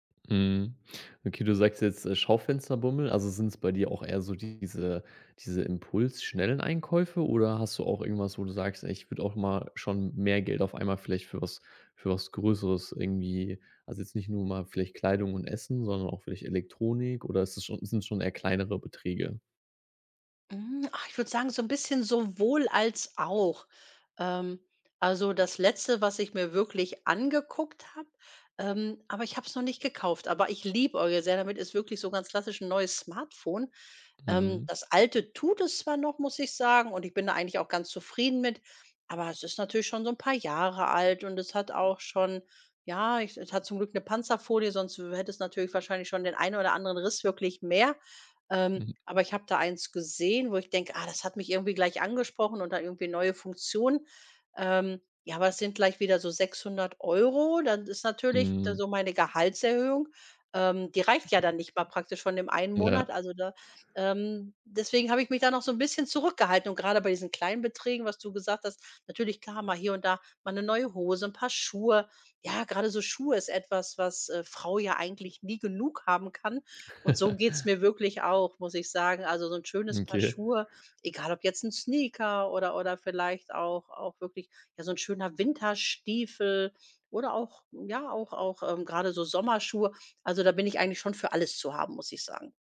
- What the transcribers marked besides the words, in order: chuckle; other background noise; laugh
- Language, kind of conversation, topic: German, advice, Warum habe ich seit meiner Gehaltserhöhung weniger Lust zu sparen und gebe mehr Geld aus?